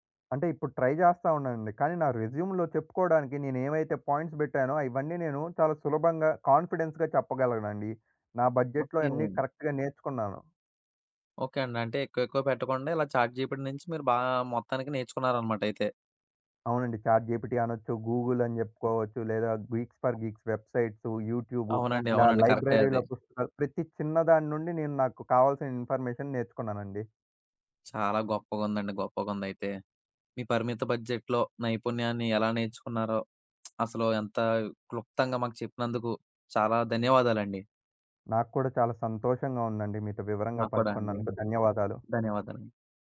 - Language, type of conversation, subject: Telugu, podcast, పరిమిత బడ్జెట్‌లో ఒక నైపుణ్యాన్ని ఎలా నేర్చుకుంటారు?
- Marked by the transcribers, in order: in English: "ట్రై"; in English: "రెజ్యూమ్‌లో"; in English: "పాయింట్స్"; in English: "కాన్ఫిడెన్స్‌గా"; in English: "బడ్జెట్‌లో"; in English: "కరెక్ట్‌గా"; in English: "చాట్ జీపీటీ"; in English: "చాట్ జీపీటీ"; tapping; in English: "గూగుల్"; in English: "గీక్స్ ఫర్ గీక్స్ వెబ్‌సైట్స్"; other background noise; in English: "ఇన్‌ఫర్‌మెషన్"; in English: "బడ్జెట్‌లో"; lip smack